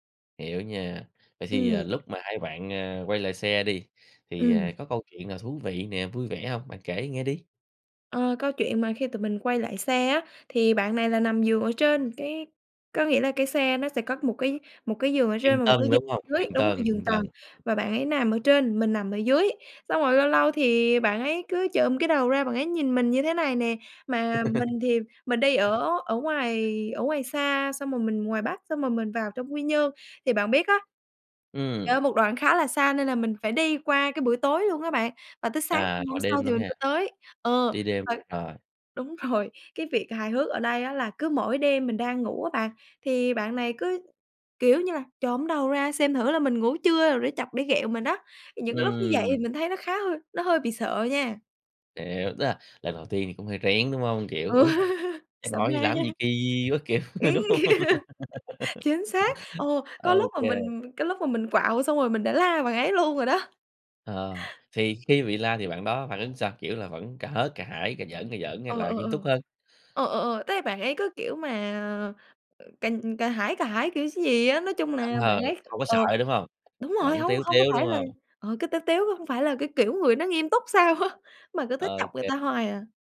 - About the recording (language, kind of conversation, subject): Vietnamese, podcast, Bạn có kỷ niệm hài hước nào với người lạ trong một chuyến đi không?
- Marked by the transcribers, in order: laugh; other background noise; laughing while speaking: "đúng rồi"; tapping; laughing while speaking: "Ừ. Sợ ma"; laughing while speaking: "Ấy"; laughing while speaking: "đúng hông?"; chuckle; laughing while speaking: "sao á"